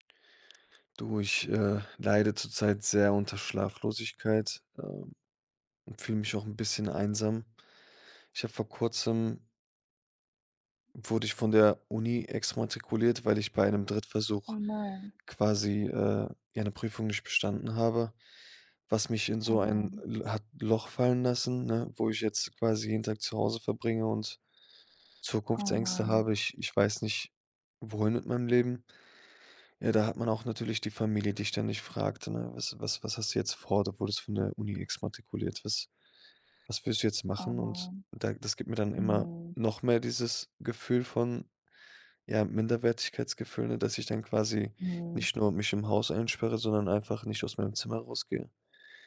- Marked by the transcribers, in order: none
- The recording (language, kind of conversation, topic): German, advice, Wie erlebst du nächtliches Grübeln, Schlaflosigkeit und Einsamkeit?